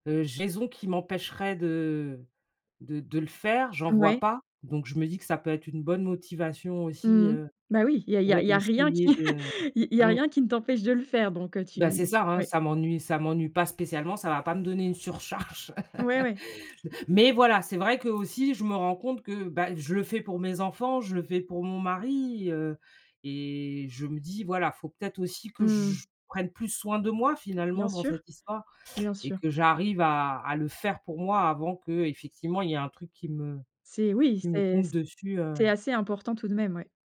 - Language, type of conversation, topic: French, advice, Pourquoi remets-tu toujours les tâches importantes au lendemain ?
- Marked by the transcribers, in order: "raisons" said as "jaisons"; chuckle; laughing while speaking: "surcharge"; laugh; other background noise; tapping